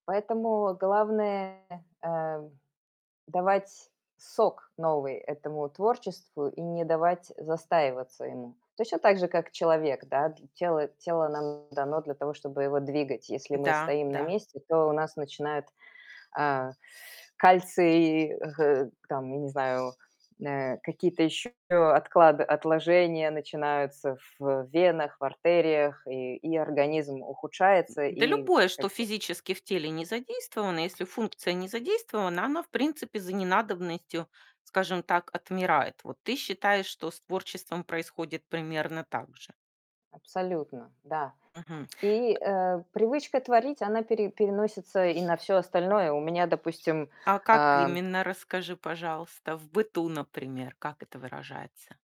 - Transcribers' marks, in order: distorted speech; other background noise; grunt
- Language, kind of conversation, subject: Russian, podcast, Как вы вырабатываете привычку регулярно заниматься творчеством?